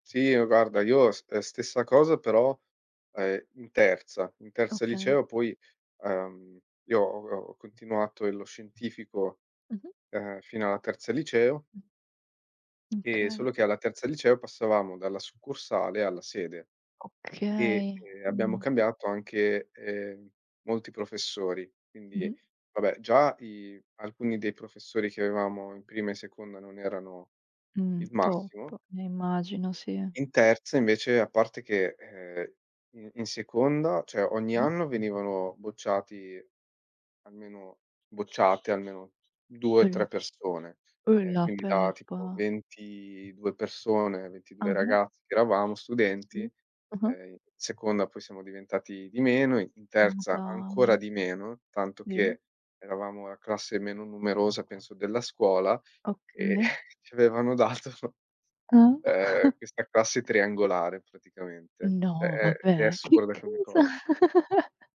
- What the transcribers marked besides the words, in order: tapping; other background noise; in English: "top"; "cioè" said as "ceh"; other noise; chuckle; laughing while speaking: "dato"; chuckle; "Cioè" said as "ceh"; chuckle
- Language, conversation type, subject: Italian, unstructured, Hai un ricordo speciale legato a un insegnante?